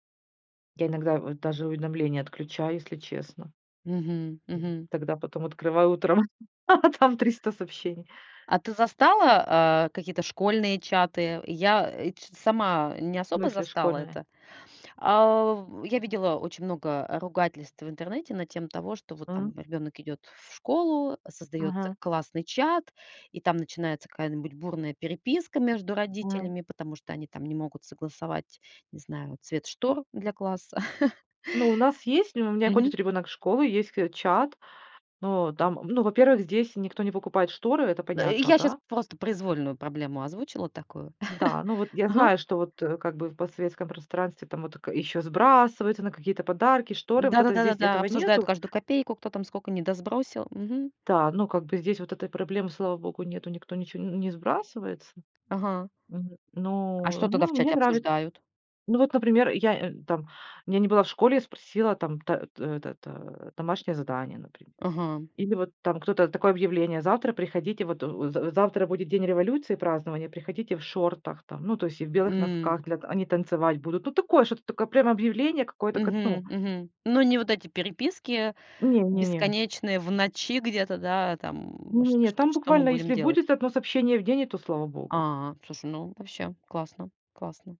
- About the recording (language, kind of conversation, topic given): Russian, podcast, Как вы выбираете между звонком и сообщением?
- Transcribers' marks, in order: other background noise; chuckle; chuckle; chuckle